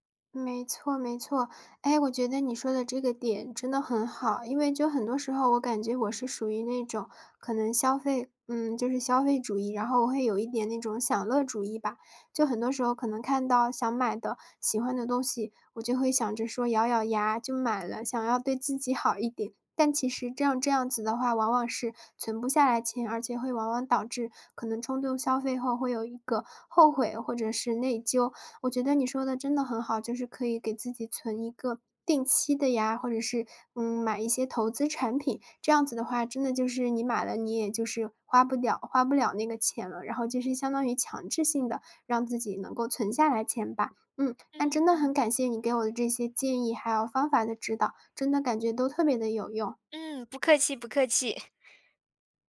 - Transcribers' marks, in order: other background noise
- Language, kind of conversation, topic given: Chinese, advice, 你在冲动购物后为什么会反复感到内疚和后悔？